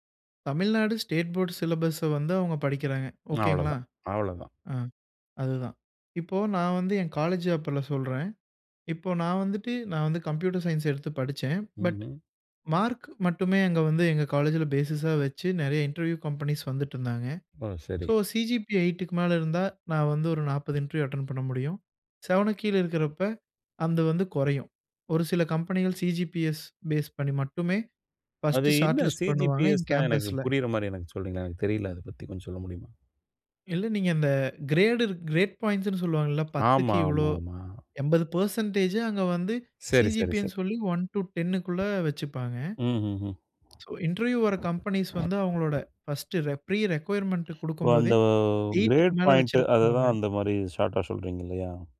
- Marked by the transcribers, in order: in English: "பட்"; in English: "பேஸிஸா"; in English: "இன்டர்வியூ கம்பெனிஸ்"; in English: "ஸோ சி.ஜி.பி.எ"; in English: "இன்டர்வியூ அட்டெண்ட்"; in English: "செவனுக்கு"; in English: "சி.ஜி.பி.எஸ் பேஸ்"; in English: "ஃபர்ஸ்ட்டு ஷார்ட்லிஸ்ட்"; in English: "சி.ஜி.பி.எஸ்னா"; in English: "இன் கேம்பஸ்ல"; in English: "ஒன் டூ டெங்க்குள்ள"; tapping; in English: "சோ இன்டர்வியூ"; other background noise; in English: "பர்ஸ்ட்டு ரெக் ப்ரீ ரிக்வைர்மென்ட்"; in English: "கிரேட் பாயிண்ட்டு"; in English: "எய்ட்க்கு"; in English: "ஷார்ட்டா"
- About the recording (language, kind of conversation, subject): Tamil, podcast, மதிப்பெண் மற்றும் புரிதல் ஆகியவற்றில் உங்களுக்கு எது முக்கியமாகத் தெரிகிறது?